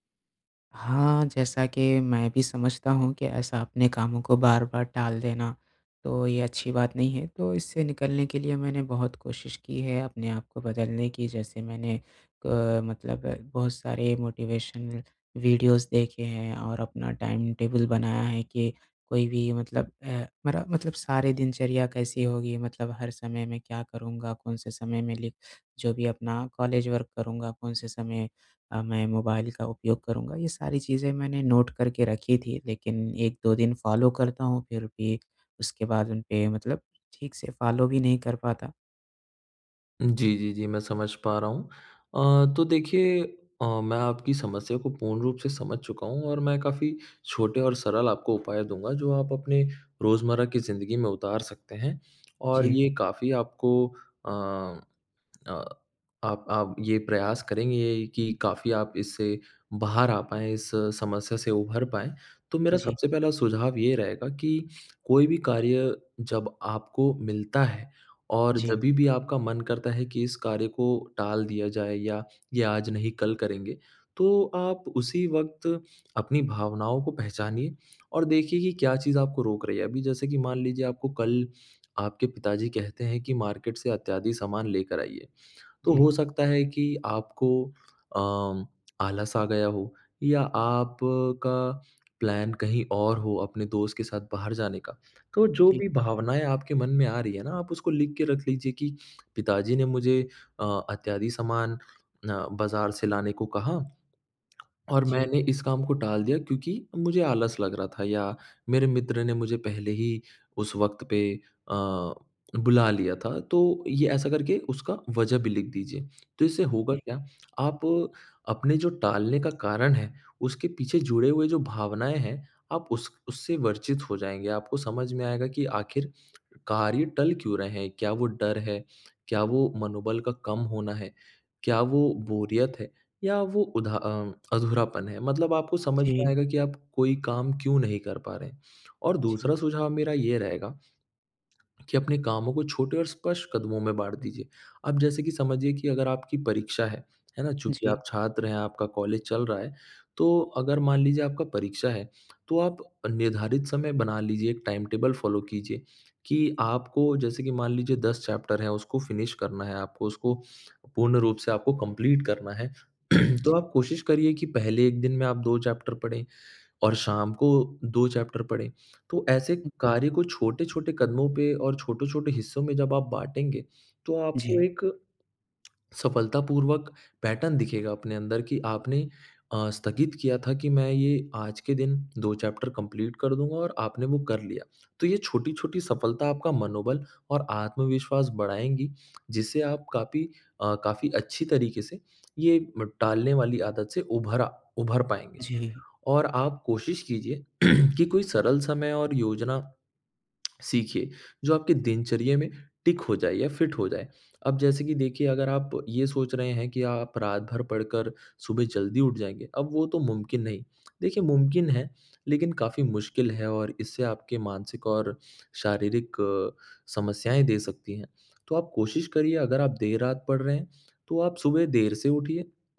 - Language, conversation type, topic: Hindi, advice, आप काम बार-बार क्यों टालते हैं और आखिरी मिनट में होने वाले तनाव से कैसे निपटते हैं?
- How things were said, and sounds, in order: in English: "मोटिवेशन वीडियोस"; in English: "टाइम टेबल"; in English: "कॉलेज वर्क"; in English: "फ़ॉलो"; in English: "फ़ॉलो"; other background noise; in English: "प्लान"; other noise; in English: "टाइम-टेबल फॉलो"; in English: "चैप्टर"; in English: "फ़िनिश"; in English: "कंप्लीट"; throat clearing; in English: "चैप्टर"; in English: "चैप्टर"; in English: "पैटर्न"; in English: "चैप्टर कंप्लीट"; throat clearing; tongue click; in English: "टिक"